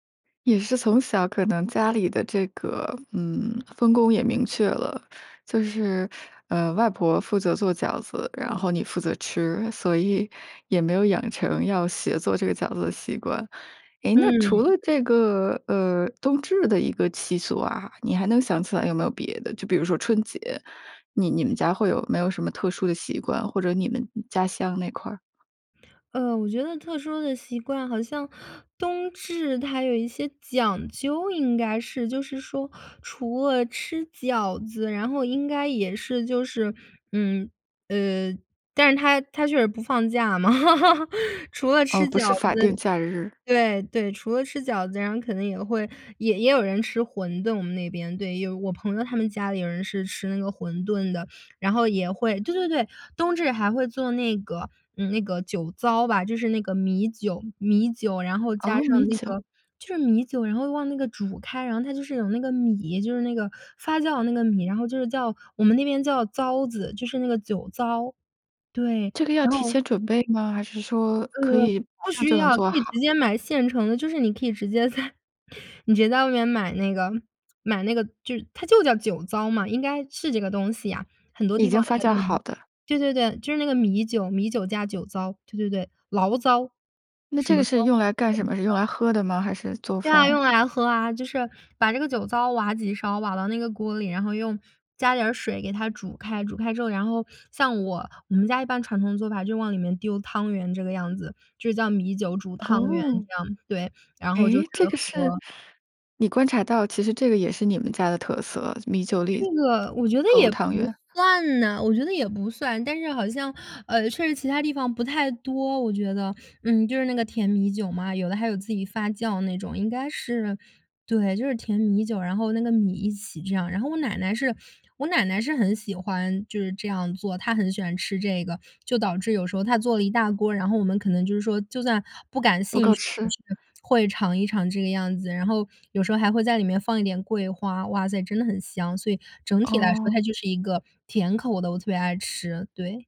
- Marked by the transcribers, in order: "习俗" said as "奇俗"; other background noise; laugh
- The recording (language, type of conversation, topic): Chinese, podcast, 你家乡有哪些与季节有关的习俗？